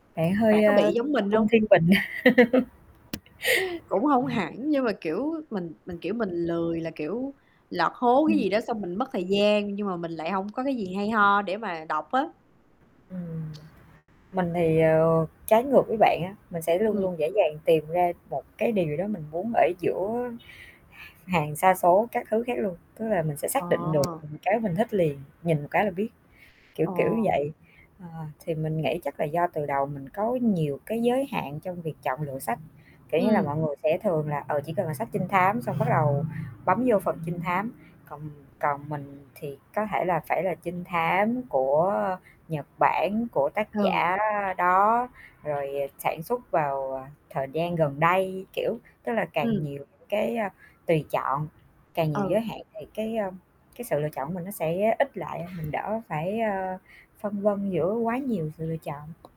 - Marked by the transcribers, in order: static; other background noise; chuckle; tapping; mechanical hum
- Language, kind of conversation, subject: Vietnamese, unstructured, Bạn chọn sách để đọc như thế nào?